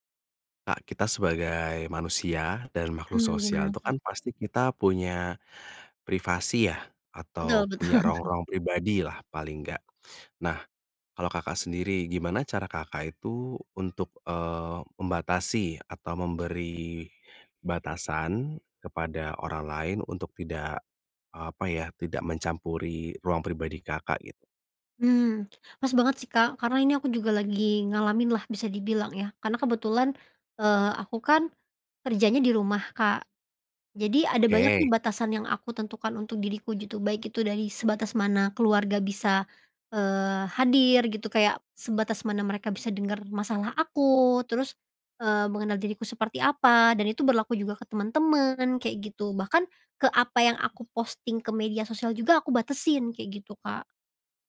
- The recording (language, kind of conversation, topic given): Indonesian, podcast, Bagaimana kamu biasanya menandai batas ruang pribadi?
- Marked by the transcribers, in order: chuckle; other animal sound; tapping; background speech